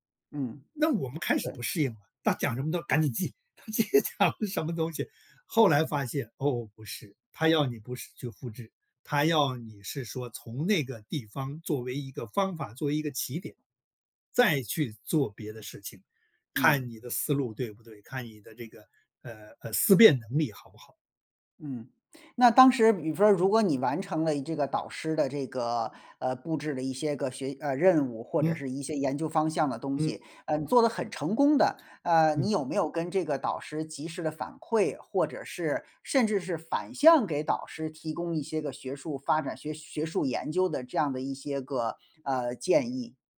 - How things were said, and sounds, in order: other background noise; laughing while speaking: "他讲了什么东西"; "比方" said as "比fer"
- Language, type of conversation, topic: Chinese, podcast, 怎么把导师的建议变成实际行动？